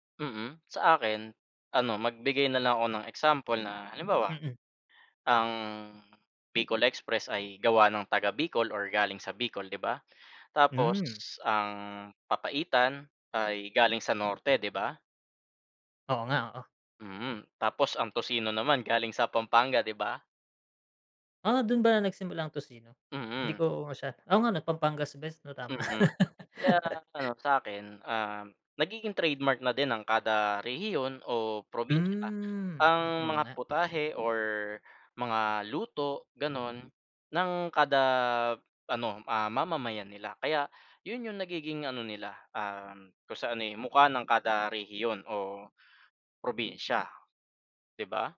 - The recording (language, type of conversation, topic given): Filipino, unstructured, Ano ang papel ng pagkain sa ating kultura at pagkakakilanlan?
- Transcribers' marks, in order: chuckle